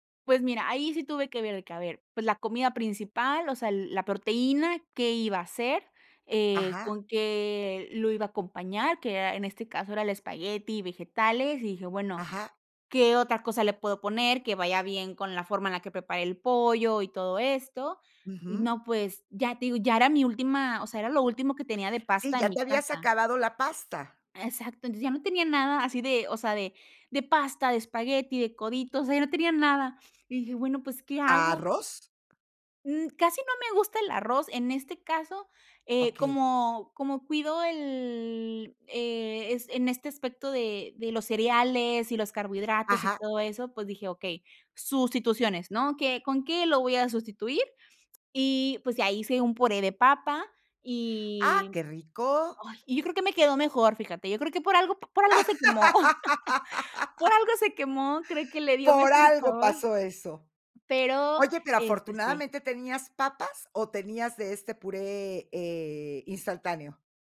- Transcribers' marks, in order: laugh
- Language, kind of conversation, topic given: Spanish, podcast, ¿Qué plan de respaldo tienes si algo se quema o falla?